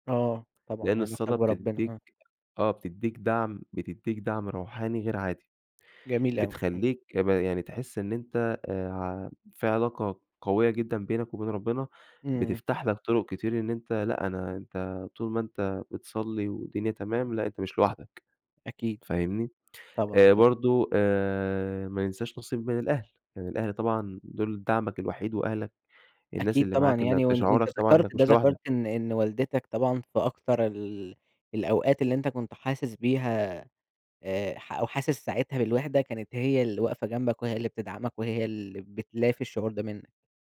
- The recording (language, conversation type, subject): Arabic, podcast, بتعمل إيه لما بتحسّ بالوحدة؟
- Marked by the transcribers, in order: tapping